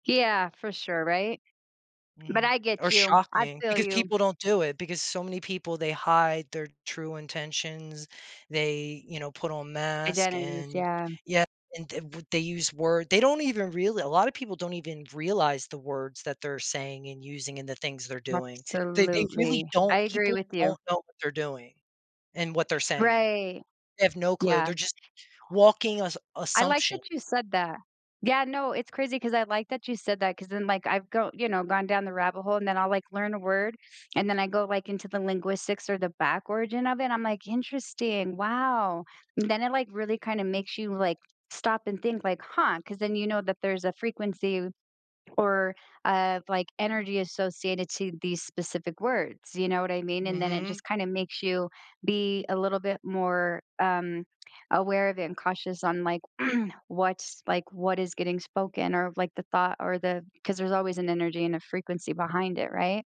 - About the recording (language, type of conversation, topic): English, unstructured, What factors would you consider before making an important wish or decision that could change your life?
- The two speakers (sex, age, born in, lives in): female, 40-44, United States, United States; male, 40-44, United States, United States
- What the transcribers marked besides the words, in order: tapping; other background noise; throat clearing